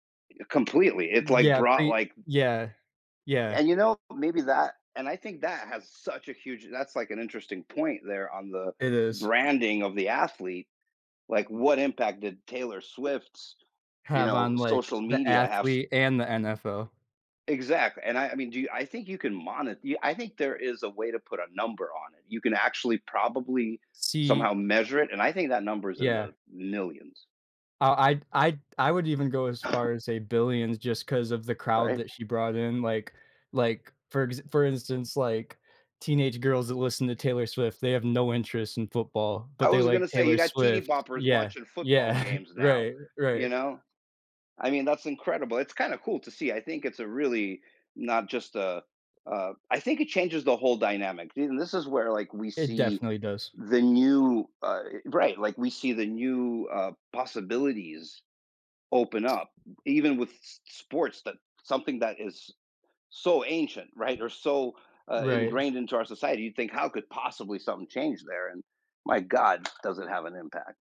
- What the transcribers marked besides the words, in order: other background noise; cough; chuckle; tapping
- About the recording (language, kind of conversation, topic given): English, unstructured, How has social media changed the way athletes connect with their fans and shape their public image?
- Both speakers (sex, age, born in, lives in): male, 20-24, United States, United States; male, 45-49, Ukraine, United States